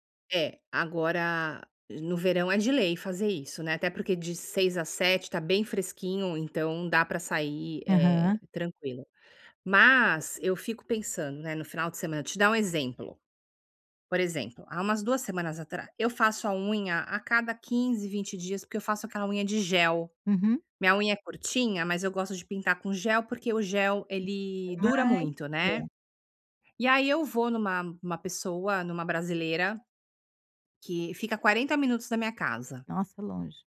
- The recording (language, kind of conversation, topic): Portuguese, advice, Como posso criar rotinas de lazer sem me sentir culpado?
- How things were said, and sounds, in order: none